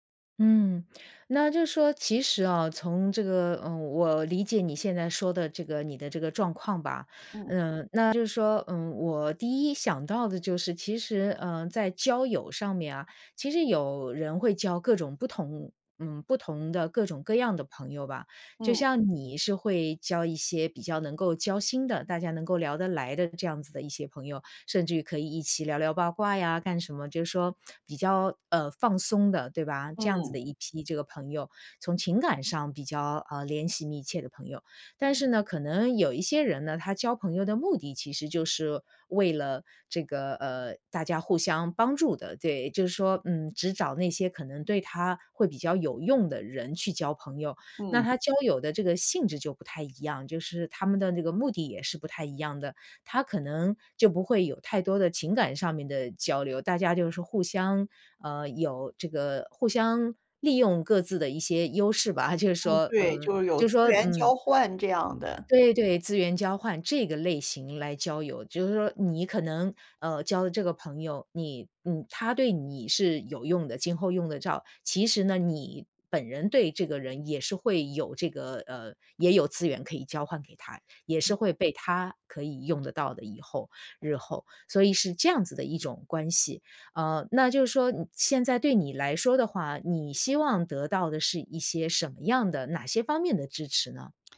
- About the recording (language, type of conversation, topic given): Chinese, advice, 我該如何建立一個能支持我走出新路的支持性人際網絡？
- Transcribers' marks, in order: chuckle; other noise; other background noise